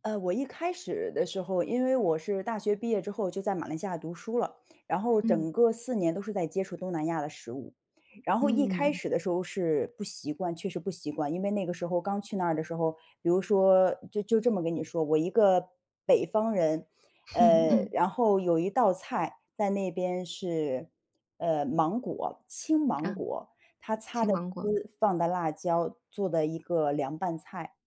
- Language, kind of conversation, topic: Chinese, podcast, 你心情不好时最常做来安慰自己的那道家常菜是什么？
- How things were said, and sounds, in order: chuckle